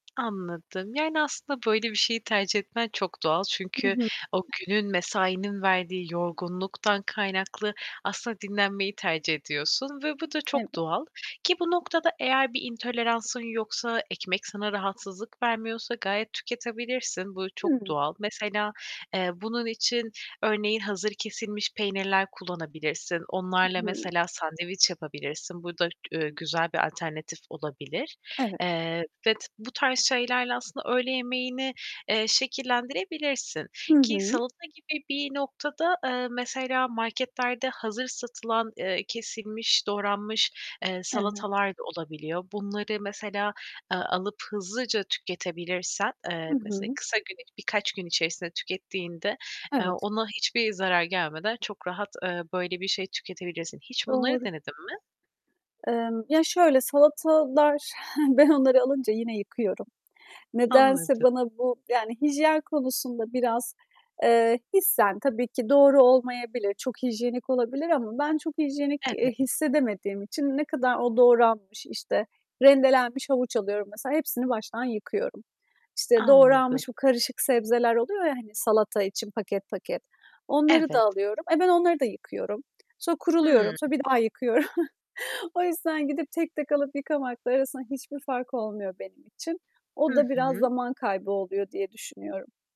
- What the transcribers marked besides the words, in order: static; other background noise; distorted speech; chuckle; tapping; chuckle
- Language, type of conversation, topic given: Turkish, advice, Düzensiz yemek yediğim için sağlıklı beslenme planıma neden bağlı kalamıyorum?
- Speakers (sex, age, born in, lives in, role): female, 25-29, Turkey, Poland, advisor; female, 30-34, Turkey, Estonia, user